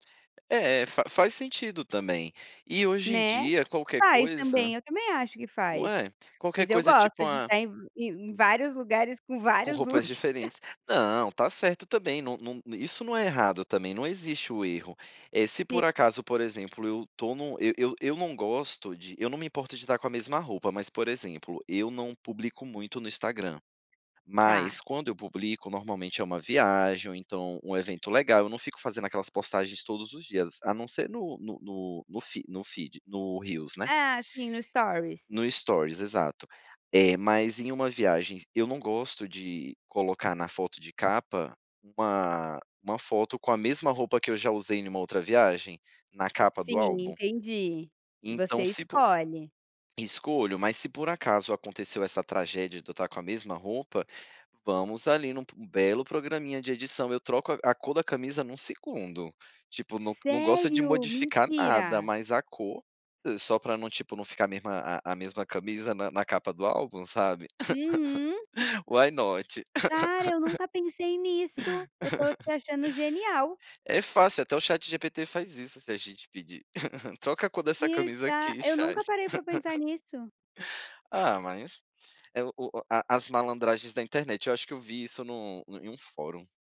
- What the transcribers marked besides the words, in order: chuckle; tapping; in English: "feed"; in English: "reels"; in English: "stories"; in English: "stories"; laugh; in English: "Why not?"; laugh; laugh; laugh
- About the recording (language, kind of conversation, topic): Portuguese, podcast, Como você decide o que é essencial no guarda-roupa?